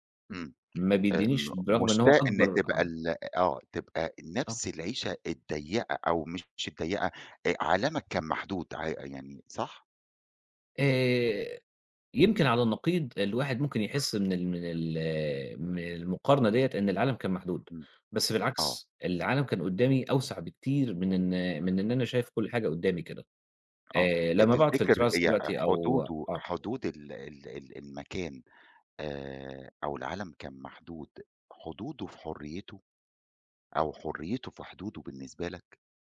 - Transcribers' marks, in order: unintelligible speech; other background noise; in English: "الterrace"
- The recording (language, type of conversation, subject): Arabic, podcast, ايه العادات الصغيرة اللي بتعملوها وبتخلي البيت دافي؟